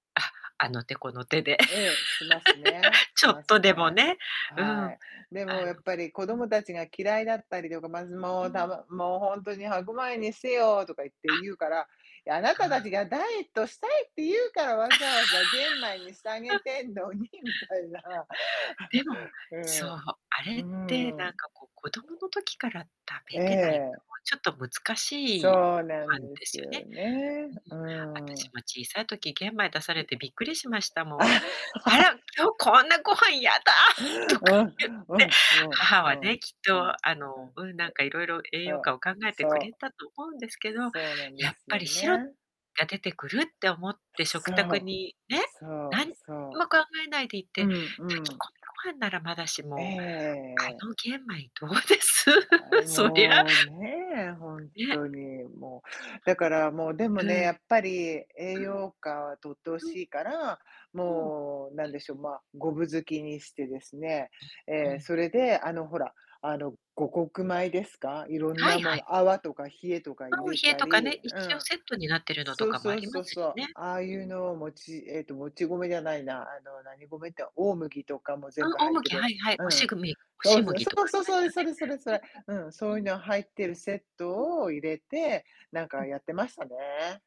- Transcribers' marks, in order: laugh; other background noise; laugh; laugh; distorted speech; swallow; laughing while speaking: "ああ"; laugh; tapping; laughing while speaking: "どうです？そりゃ"; unintelligible speech
- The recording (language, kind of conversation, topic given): Japanese, unstructured, 玄米と白米では、どちらのほうが栄養価が高いですか？